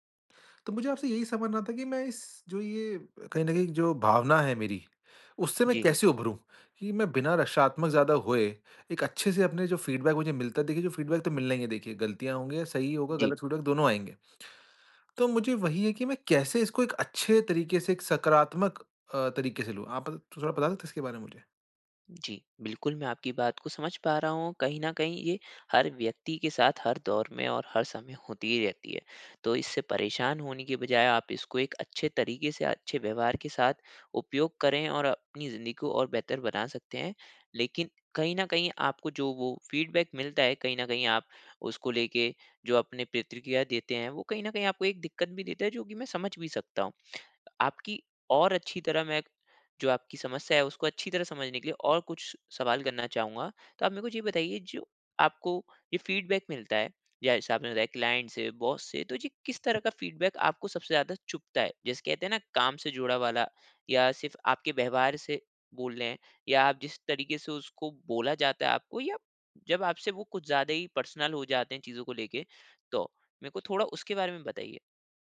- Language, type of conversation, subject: Hindi, advice, मैं बिना रक्षात्मक हुए फीडबैक कैसे स्वीकार कर सकता/सकती हूँ?
- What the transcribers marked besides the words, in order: in English: "फीडबैक"; in English: "फीडबैक"; in English: "फीडबैक"; tapping; other background noise; in English: "फ़ीडबैक"; in English: "फ़ीडबैक"; in English: "क्लाइंट"; in English: "बॉस"; in English: "फ़ीडबैक"; in English: "पर्सनल"